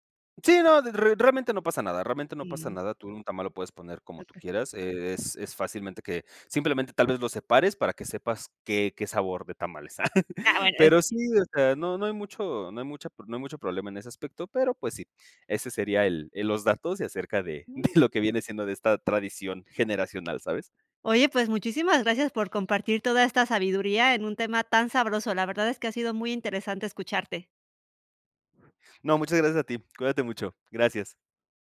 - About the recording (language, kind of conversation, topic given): Spanish, podcast, ¿Tienes alguna receta familiar que hayas transmitido de generación en generación?
- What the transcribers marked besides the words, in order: tapping; laugh; chuckle; other noise